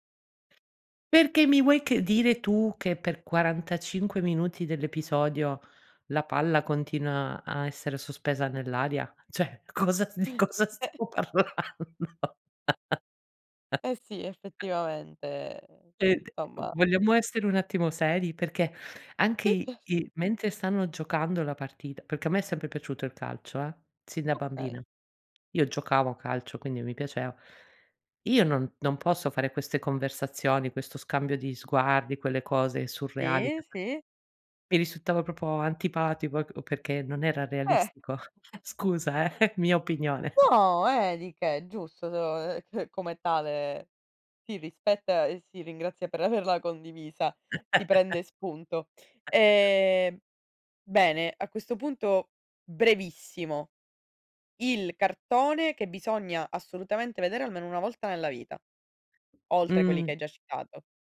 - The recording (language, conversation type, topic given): Italian, podcast, Hai una canzone che ti riporta subito all'infanzia?
- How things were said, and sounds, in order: other background noise; chuckle; "Cioè" said as "ceh"; laughing while speaking: "cosa di cosa stiamo parlando?"; laugh; "insomma" said as "'nsomma"; unintelligible speech; tapping; "proprio" said as "propo"; chuckle; chuckle